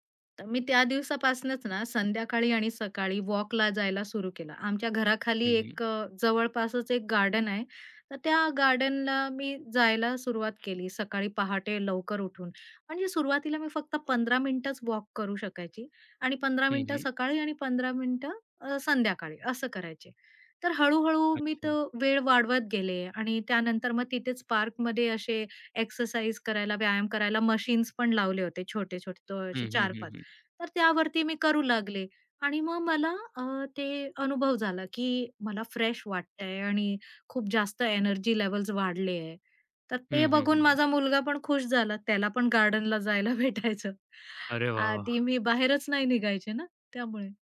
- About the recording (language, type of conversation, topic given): Marathi, podcast, तुमच्या मुलांबरोबर किंवा कुटुंबासोबत घडलेला असा कोणता क्षण आहे, ज्यामुळे तुम्ही बदललात?
- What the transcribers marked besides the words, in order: in English: "फ्रेश"; laughing while speaking: "जायला भेटायचं"; laughing while speaking: "वाह!"